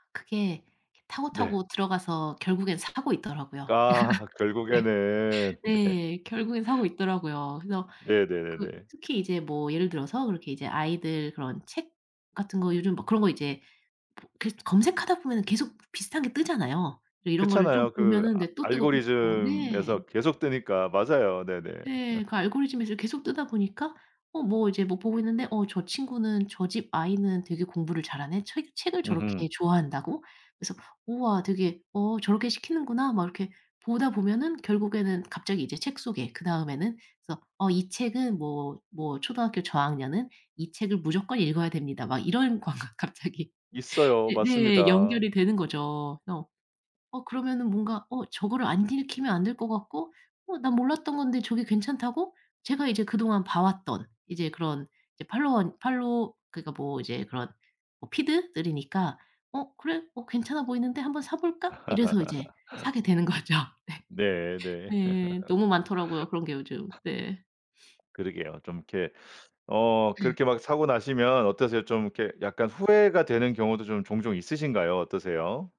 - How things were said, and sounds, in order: laugh; other background noise; laughing while speaking: "네"; laughing while speaking: "네"; laugh; laughing while speaking: "광고 갑자기"; laugh; laughing while speaking: "거죠. 네"; laugh; sniff; throat clearing
- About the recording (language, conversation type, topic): Korean, advice, 소셜미디어 광고를 보다 보면 자꾸 소비 충동이 생기는 이유는 무엇인가요?